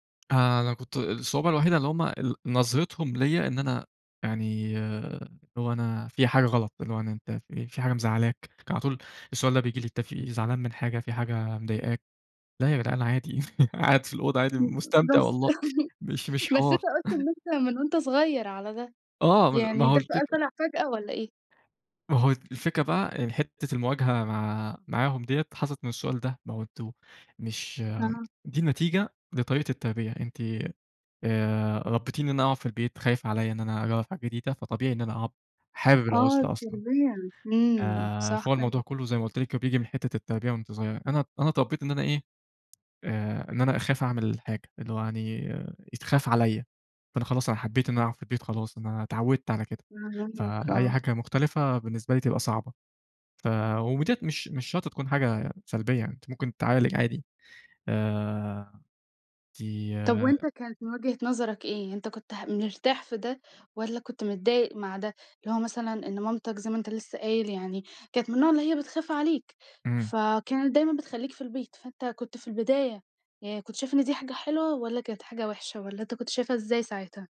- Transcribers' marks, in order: tapping; chuckle; chuckle; horn
- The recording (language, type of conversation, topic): Arabic, podcast, إزاي العزلة بتأثر على إبداعك؟